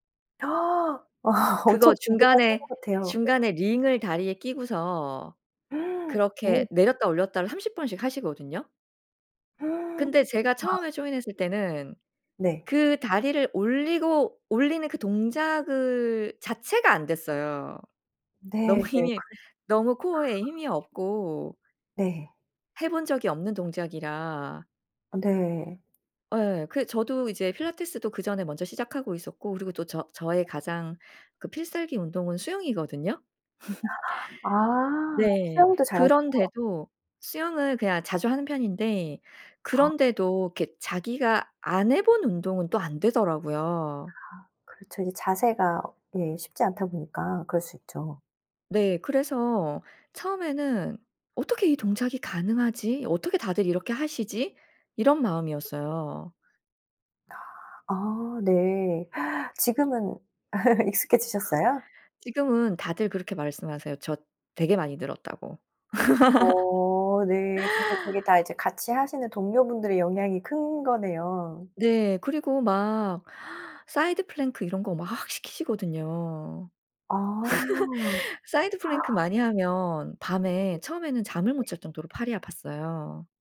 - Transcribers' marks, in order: gasp; laughing while speaking: "아"; gasp; gasp; in English: "조인"; laughing while speaking: "힘이"; other background noise; other noise; laugh; tapping; laugh; scoff; laugh; in English: "사이드 플랭크"; laugh; in English: "사이드 플랭크"; gasp
- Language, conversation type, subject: Korean, podcast, 규칙적인 운동 루틴은 어떻게 만드세요?